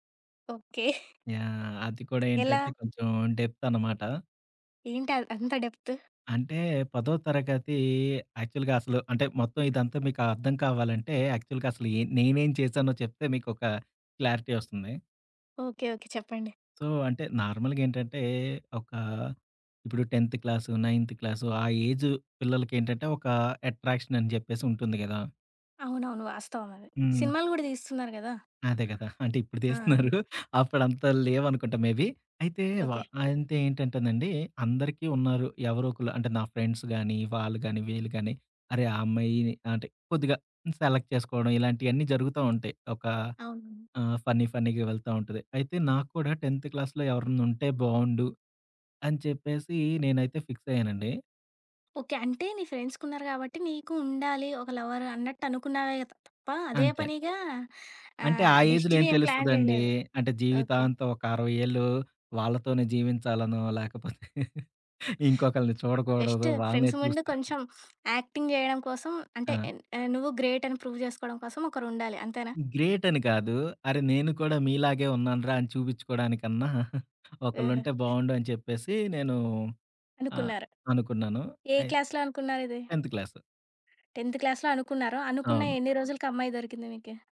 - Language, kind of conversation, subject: Telugu, podcast, ఏ సంభాషణ ఒకరోజు నీ జీవిత దిశను మార్చిందని నీకు గుర్తుందా?
- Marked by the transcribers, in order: chuckle; tapping; in English: "యాక్చువల్‌గా"; in English: "యాక్చువల్‌గా"; in English: "క్లారిటీ"; in English: "సో"; in English: "నార్మల్‌గా"; in English: "టెన్త్"; in English: "నైంత్"; in English: "ఏజ్"; in English: "అట్రాక్షన్"; chuckle; in English: "మేబి"; in English: "ఫ్రెండ్స్"; in English: "సెలెక్ట్"; in English: "ఫన్నీ ఫన్నీగా"; in English: "టెన్త్ క్లాస్‌లో"; in English: "ఫ్రెండ్స్"; in English: "లవర్"; in English: "డెస్టినీ"; in English: "ఏజ్‌లో"; in English: "ప్లాన్"; laughing while speaking: "లాకపోతే ఇంకొకళ్ళని చూడకూడదు. వాళ్ళనే చూస్తూ"; other background noise; in English: "జస్ట్ ఫ్రెండ్స్"; in English: "యాక్టింగ్"; in English: "గ్రేట్"; in English: "ప్రూవ్"; in English: "గ్రేట్"; lip smack; chuckle; in English: "క్లాస్‌లో"; in English: "టెన్త్"; in English: "టెన్త్ క్లాస్‌లో"